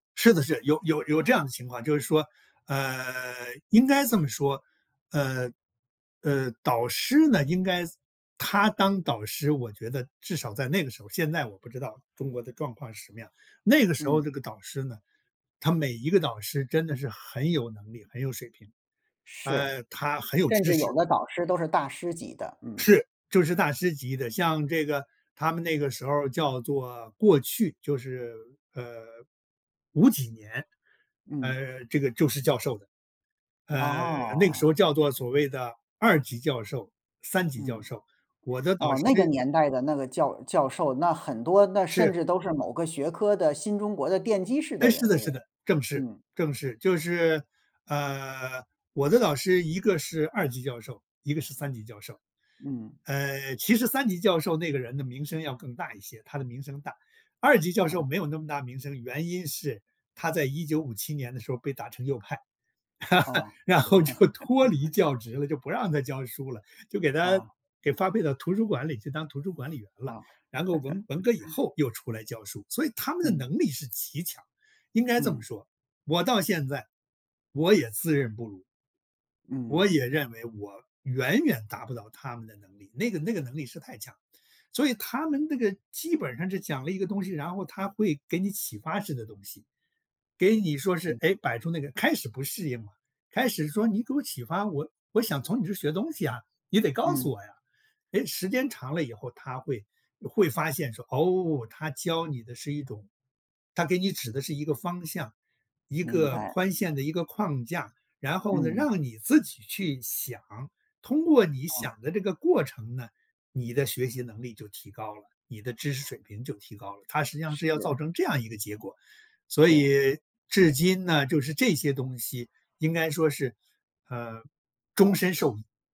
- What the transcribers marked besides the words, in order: other background noise; chuckle; laughing while speaking: "然后就"; laugh; laugh
- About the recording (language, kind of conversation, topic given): Chinese, podcast, 怎么把导师的建议变成实际行动？